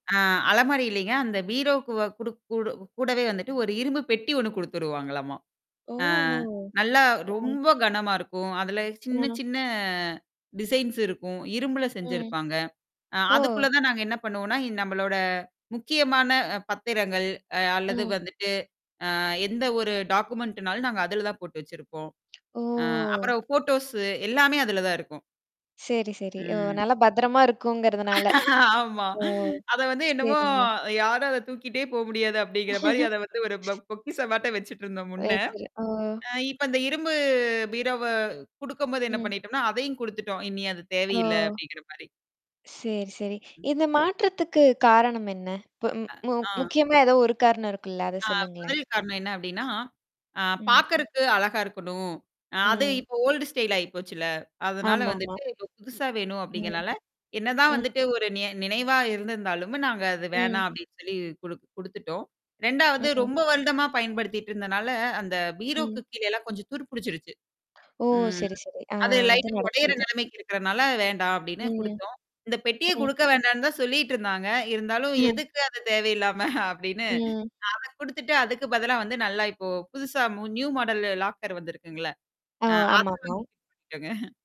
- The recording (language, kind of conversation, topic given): Tamil, podcast, கடந்த சில ஆண்டுகளில் உங்கள் அலமாரி எப்படி மாறியிருக்கிறது?
- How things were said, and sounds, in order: in English: "டிசைன்ஸ்"; in English: "டாக்குமெண்ட்னாலும்"; tongue click; drawn out: "ஓ!"; in English: "ஃபோட்டோஸு"; laughing while speaking: "ஆமா. அத வந்து என்னமோ யாரும் … பொக்கிஷமாட்டோம் வச்சுட்டுருந்தோம் முன்ன"; other noise; tsk; chuckle; unintelligible speech; tapping; in English: "ஓல்ட் ஸ்டைல்"; distorted speech; in English: "லைட்டா"; other background noise; chuckle; in English: "நியூ மாடல் லாக்கர்"; unintelligible speech; chuckle